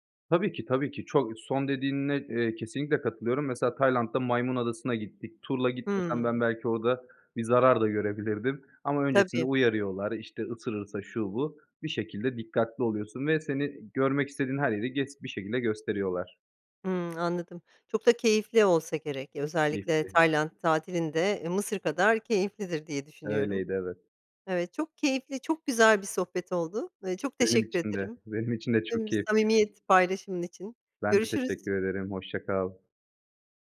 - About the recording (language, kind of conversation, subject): Turkish, podcast, Bana unutamadığın bir deneyimini anlatır mısın?
- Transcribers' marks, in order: other background noise; unintelligible speech